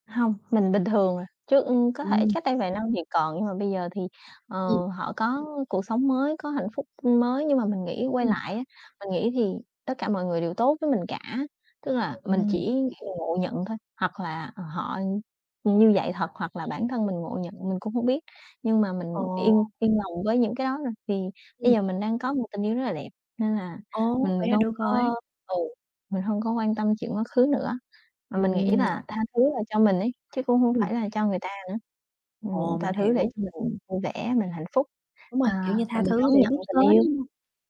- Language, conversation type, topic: Vietnamese, unstructured, Bạn có lo sợ rằng việc nhớ lại quá khứ sẽ khiến bạn tổn thương không?
- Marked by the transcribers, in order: other background noise; bird; distorted speech; unintelligible speech; mechanical hum; unintelligible speech; unintelligible speech; static; tapping